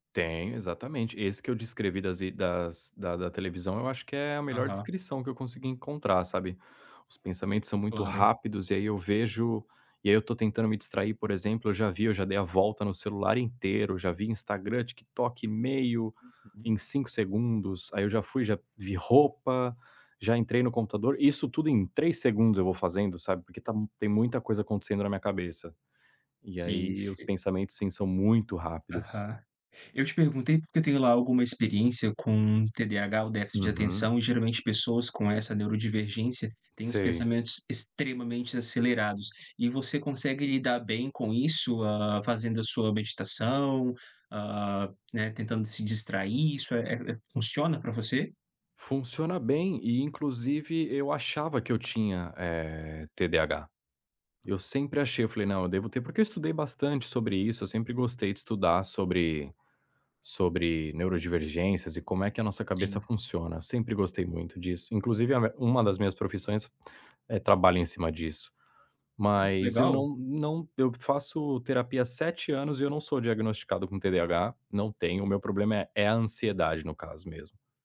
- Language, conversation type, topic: Portuguese, advice, Como você descreve a insônia em períodos de estresse ou ansiedade?
- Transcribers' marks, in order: tapping